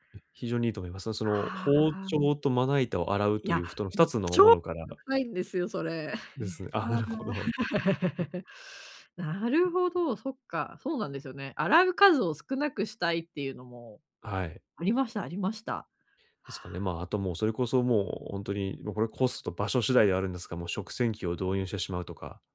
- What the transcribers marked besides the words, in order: chuckle; tapping
- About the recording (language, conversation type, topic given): Japanese, advice, 毎日の献立を素早く決めるにはどうすればいいですか？